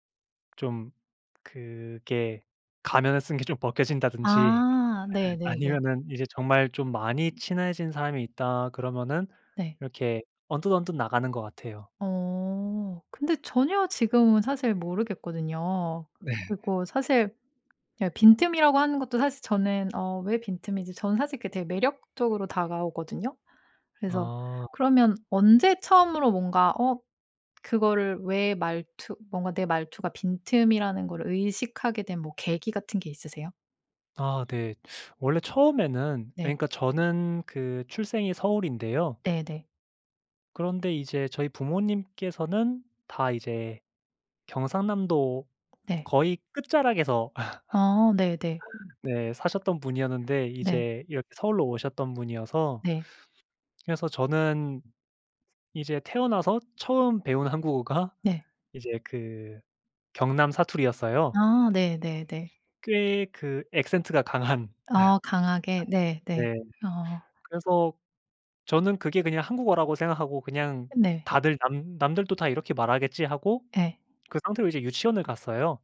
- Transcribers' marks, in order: laugh; other background noise; tapping; laugh; laughing while speaking: "한국어가"; laugh
- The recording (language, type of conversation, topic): Korean, podcast, 사투리나 말투가 당신에게 어떤 의미인가요?